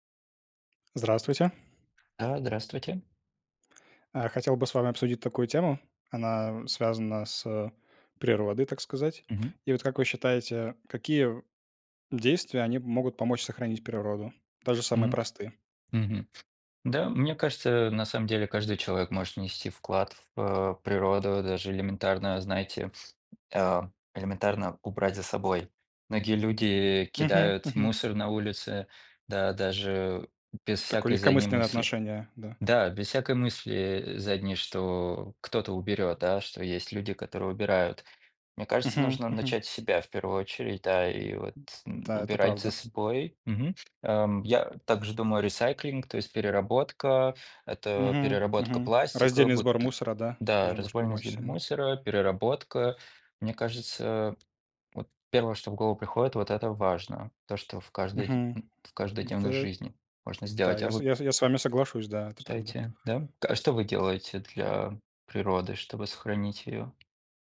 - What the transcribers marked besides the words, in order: tapping; other background noise; other noise; in English: "recycling"
- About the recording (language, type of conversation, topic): Russian, unstructured, Какие простые действия помогают сохранить природу?